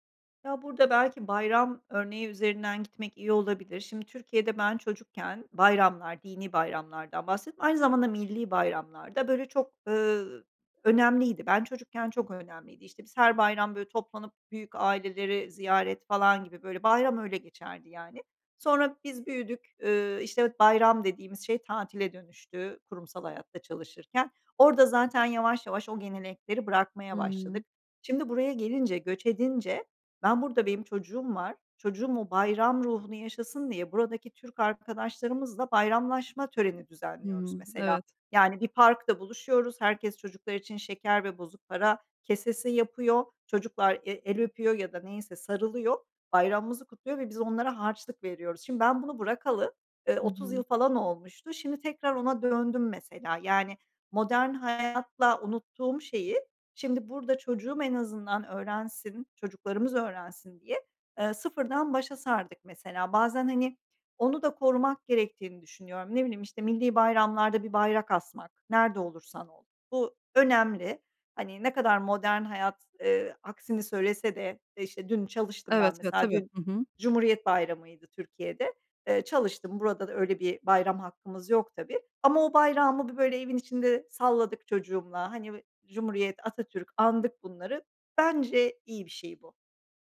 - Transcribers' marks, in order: other background noise
- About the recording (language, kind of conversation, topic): Turkish, podcast, Kültürünü yaşatmak için günlük hayatında neler yapıyorsun?